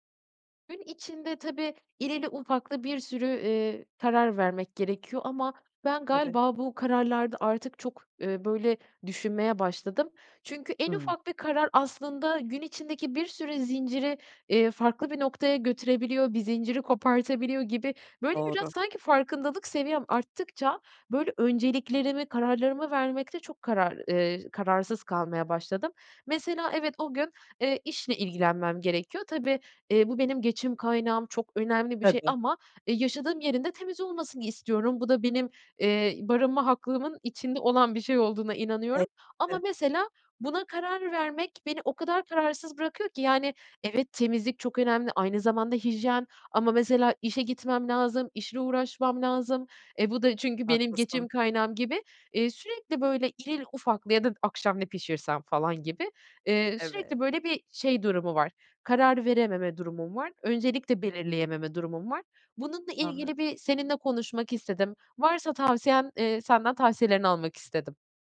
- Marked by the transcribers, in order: tapping; other background noise; unintelligible speech
- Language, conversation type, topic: Turkish, advice, Günlük karar yorgunluğunu azaltmak için önceliklerimi nasıl belirleyip seçimlerimi basitleştirebilirim?